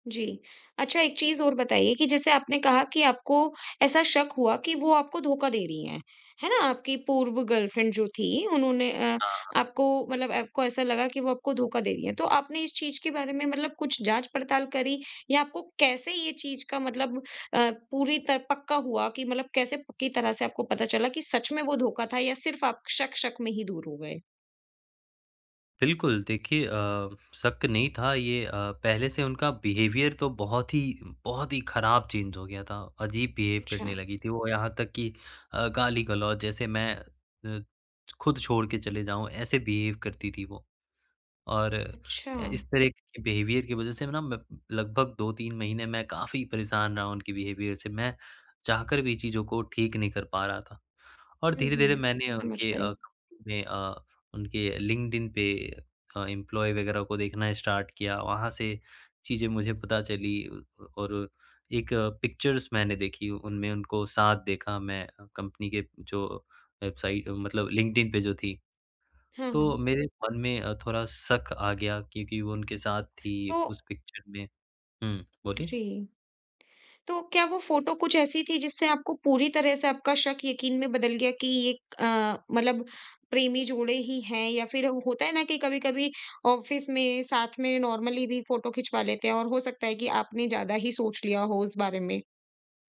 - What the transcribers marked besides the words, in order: in English: "गर्लफ्रेंड"; in English: "बिहेवियर"; in English: "चेंज"; in English: "बिहेव"; in English: "बिहेव"; in English: "बिहेवियर"; in English: "बिहेवियर"; in English: "एम्प्लॉयी"; in English: "स्टार्ट"; in English: "पिक्चर्स"; in English: "पिक्चर"; in English: "ऑफ़िस"; in English: "नॉर्मली"
- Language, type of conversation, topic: Hindi, advice, पिछले रिश्ते का दर्द वर्तमान रिश्ते में आना